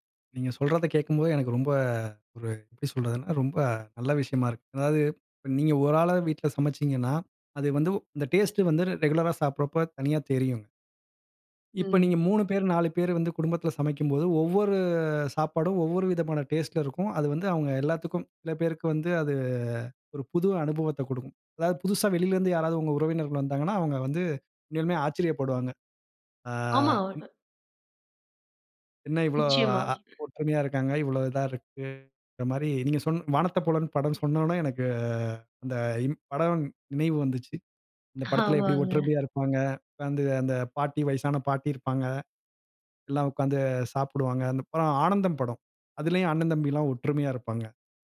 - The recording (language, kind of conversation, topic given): Tamil, podcast, ஒரு பெரிய விருந்துச் சமையலை முன்கூட்டியே திட்டமிடும்போது நீங்கள் முதலில் என்ன செய்வீர்கள்?
- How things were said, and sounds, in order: drawn out: "ஒவ்வொரு"; drawn out: "அது"; other background noise; unintelligible speech; drawn out: "எனக்கு, அந்த"; "படம்" said as "படவன்"; laughing while speaking: "ஆமாங்க"